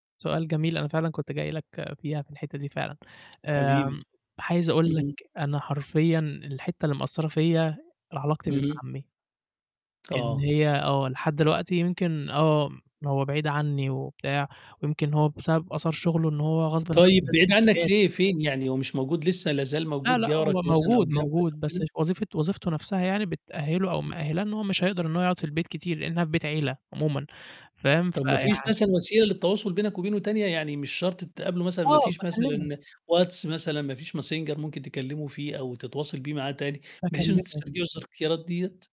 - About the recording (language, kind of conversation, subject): Arabic, podcast, إيه الذكرى اللي من طفولتك ولسه مأثرة فيك، وإيه اللي حصل فيها؟
- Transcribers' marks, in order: tapping; "عايز" said as "حايز"; distorted speech; unintelligible speech; other noise; "التذكيرات" said as "الذركيارات"